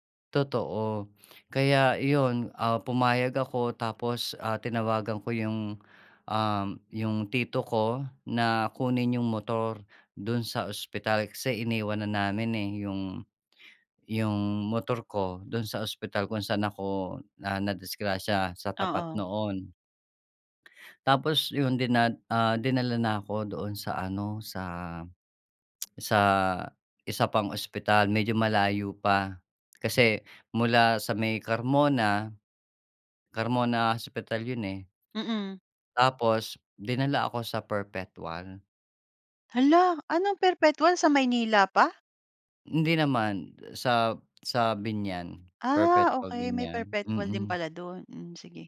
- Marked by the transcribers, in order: none
- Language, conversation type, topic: Filipino, podcast, May karanasan ka na bang natulungan ka ng isang hindi mo kilala habang naglalakbay, at ano ang nangyari?